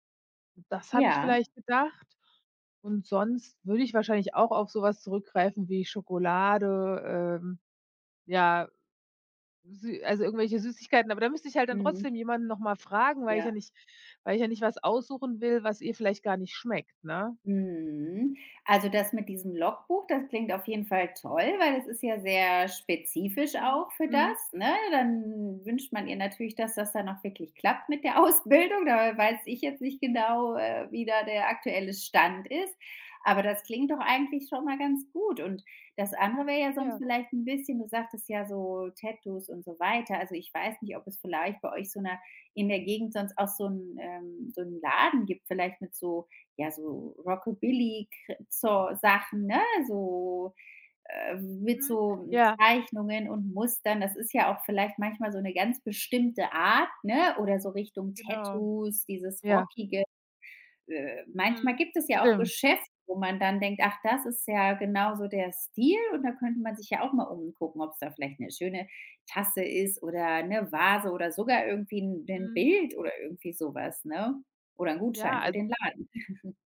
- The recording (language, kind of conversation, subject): German, advice, Welche Geschenkideen gibt es, wenn mir für meine Freundin nichts einfällt?
- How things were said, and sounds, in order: drawn out: "Schokolade"; drawn out: "Mhm"; laughing while speaking: "Ausbildung"; other background noise; stressed: "bestimmte"; put-on voice: "'ne schöne Tasse ist oder … 'n 'n Bild"; giggle